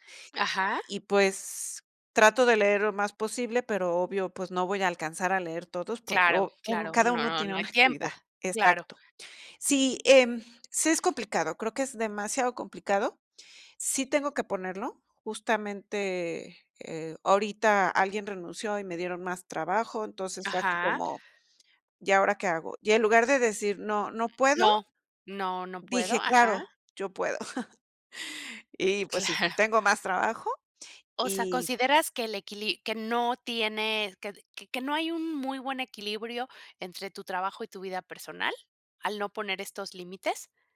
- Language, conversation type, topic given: Spanish, podcast, Cómo equilibras el trabajo y la vida personal
- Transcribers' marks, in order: other background noise; laughing while speaking: "Claro"; chuckle